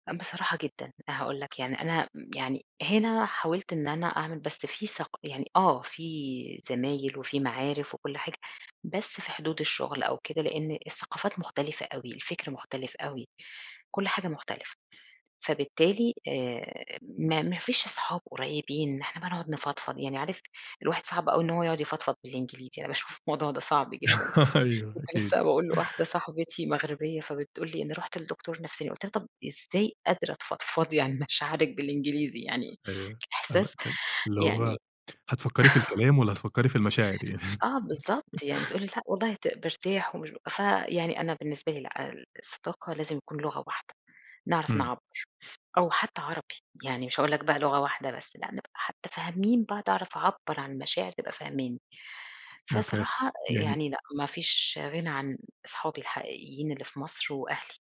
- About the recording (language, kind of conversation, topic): Arabic, podcast, إزاي بتتعامل مع إحساس الوحدة؟
- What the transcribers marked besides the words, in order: laugh; chuckle; laugh